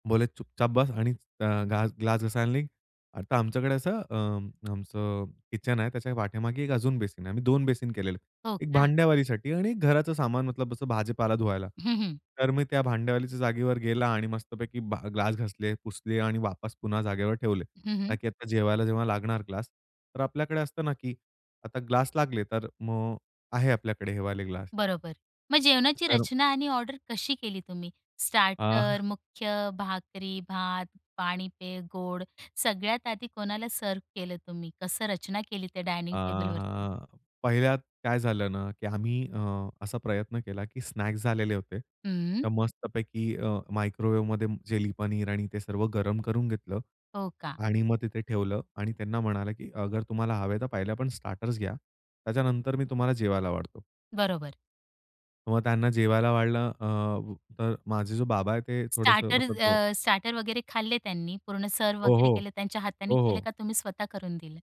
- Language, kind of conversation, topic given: Marathi, podcast, तुमच्या कुटुंबात अतिथी आल्यावर त्यांना जेवण कसे वाढले जाते?
- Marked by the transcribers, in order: other background noise; tapping; in English: "सर्व्ह"; in English: "सर्व्ह"